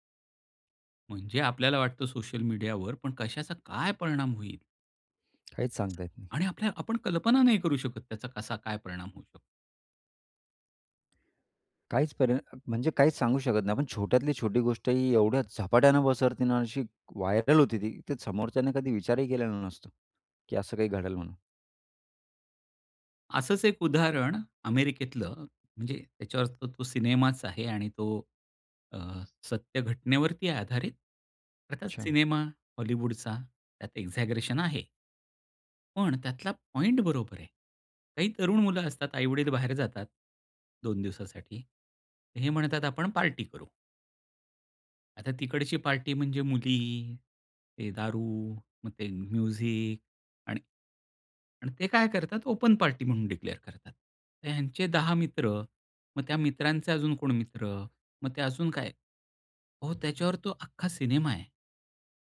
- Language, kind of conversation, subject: Marathi, podcast, सोशल मीडियावरील माहिती तुम्ही कशी गाळून पाहता?
- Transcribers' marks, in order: other noise; tapping; other background noise; in English: "व्हायरअल"; in English: "एक्साग्रेशन"; in English: "म्युझिक"; in English: "ओपन"